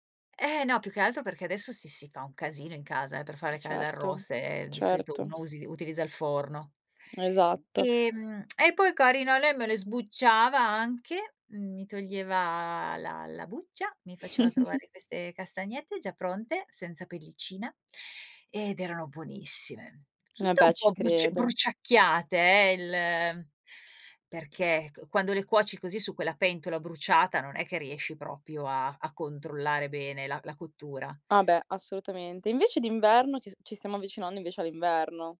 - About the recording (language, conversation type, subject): Italian, podcast, Quale sapore ti fa pensare a tua nonna?
- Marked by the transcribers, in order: other background noise; tsk; chuckle; "proprio" said as "propio"